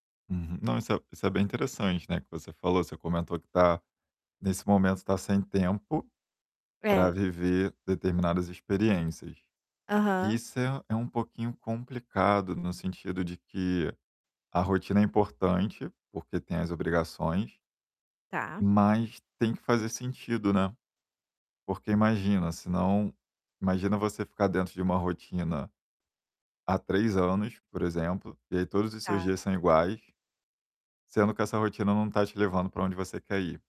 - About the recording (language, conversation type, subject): Portuguese, advice, Como posso encontrar fontes constantes de inspiração para as minhas ideias?
- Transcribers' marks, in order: tapping